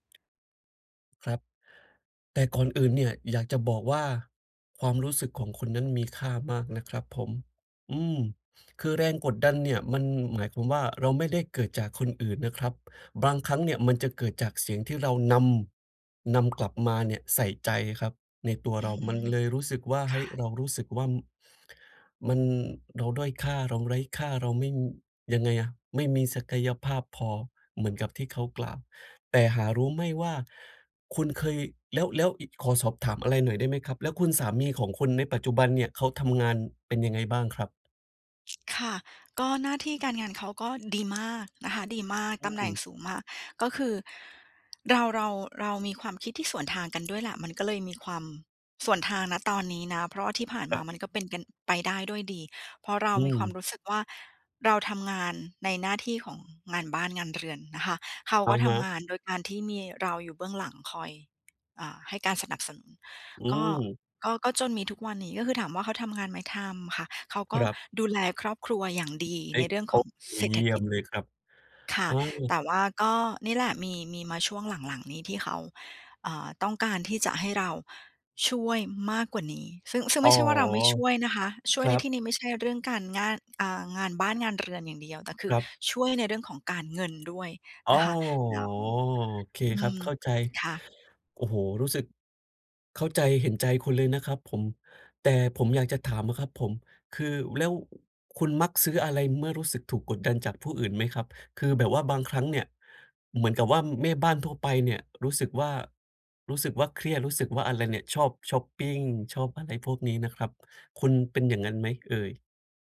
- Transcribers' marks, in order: other background noise; drawn out: "อ๋อ"; stressed: "การเงิน"; other noise
- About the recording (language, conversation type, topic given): Thai, advice, ฉันจะรับมือกับแรงกดดันจากคนรอบข้างให้ใช้เงิน และการเปรียบเทียบตัวเองกับผู้อื่นได้อย่างไร